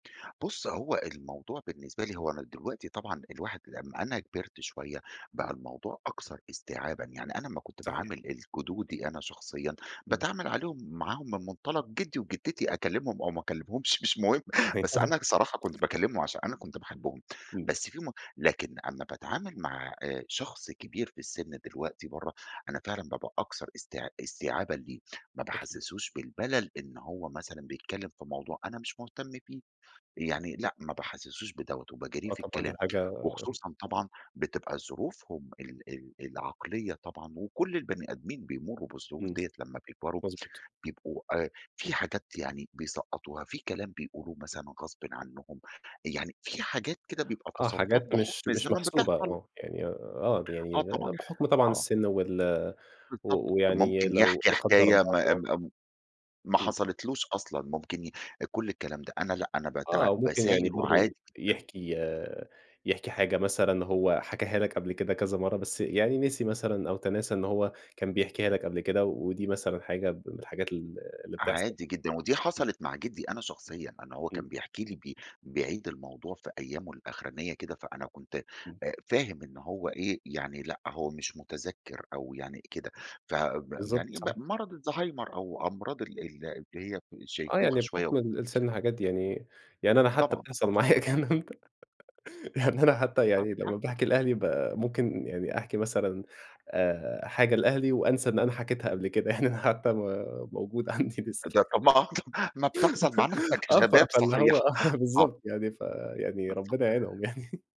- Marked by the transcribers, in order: laughing while speaking: "مش مهم"; chuckle; other background noise; unintelligible speech; tapping; laughing while speaking: "معايا يعني أنا حتى يعني لمّا باحكي"; unintelligible speech; laughing while speaking: "يعني أنا"; laughing while speaking: "م موجودة عندي لسه"; unintelligible speech; laughing while speaking: "ما آه، طب ما بتحصل معانا إحنا كشباب صحيح"; laugh; laughing while speaking: "آه"; laughing while speaking: "يعينهم يعني"
- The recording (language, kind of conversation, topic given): Arabic, podcast, إيه رأيك في أهمية إننا نسمع حكايات الكبار في السن؟